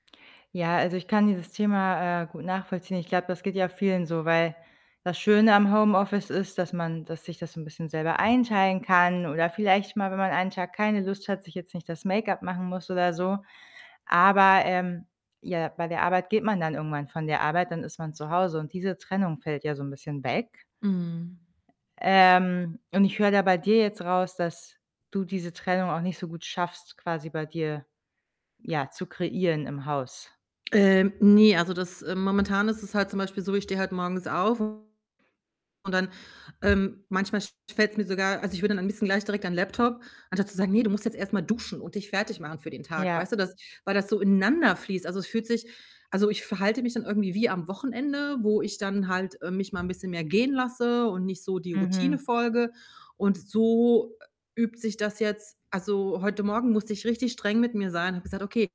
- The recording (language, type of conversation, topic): German, advice, Wie gelingt dir die Umstellung auf das Arbeiten im Homeoffice, und wie findest du eine neue Tagesroutine?
- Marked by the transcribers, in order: other background noise; distorted speech